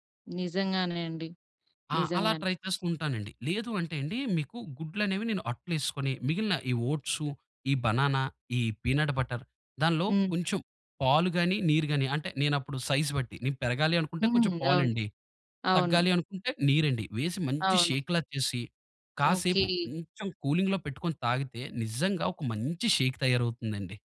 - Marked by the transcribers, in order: in English: "ట్రై"; in English: "బనానా"; in English: "పీనట్ బటర్"; in English: "సైజ్"; in English: "షేక్‌లా"; tapping; in English: "కూలింగ్‌లో"; in English: "షేక్"
- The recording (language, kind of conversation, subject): Telugu, podcast, కొత్త వంటకాలు నేర్చుకోవడం ఎలా మొదలుపెడతారు?